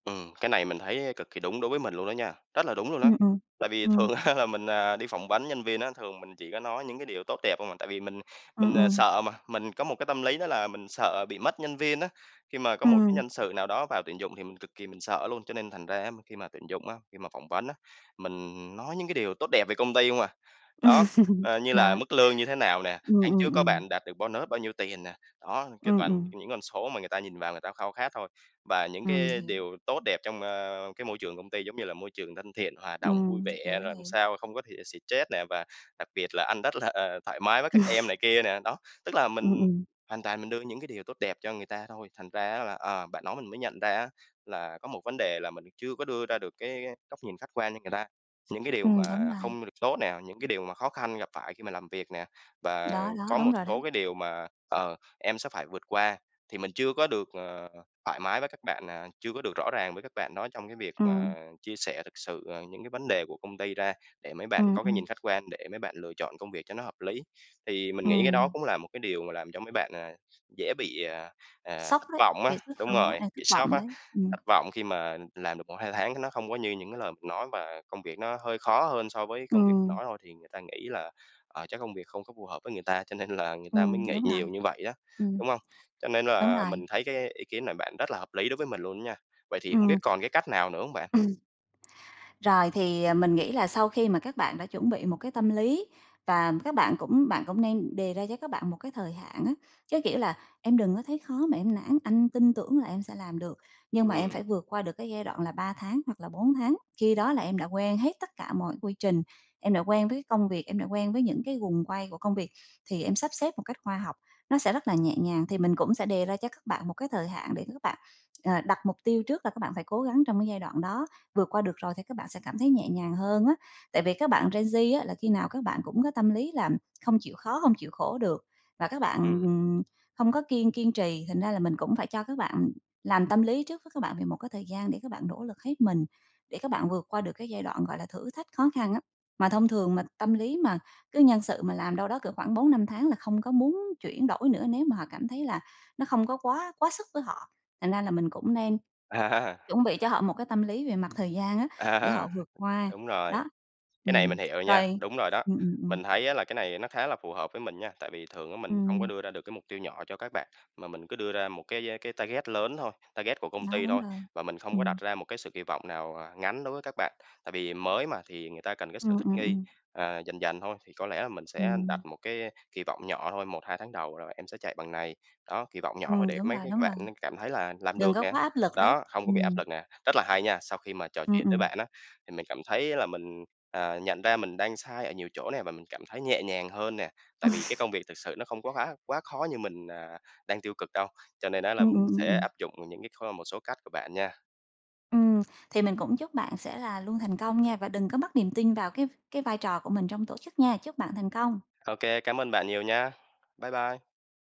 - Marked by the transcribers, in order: laughing while speaking: "thường á là"; laugh; in English: "bonus"; tapping; laugh; laughing while speaking: "là, ờ"; unintelligible speech; laughing while speaking: "cho nên"; throat clearing; in English: "gen Z"; laughing while speaking: "À"; laughing while speaking: "À"; in English: "target"; in English: "target"; laugh
- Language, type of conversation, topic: Vietnamese, advice, Làm thế nào để cải thiện việc tuyển dụng và giữ chân nhân viên phù hợp?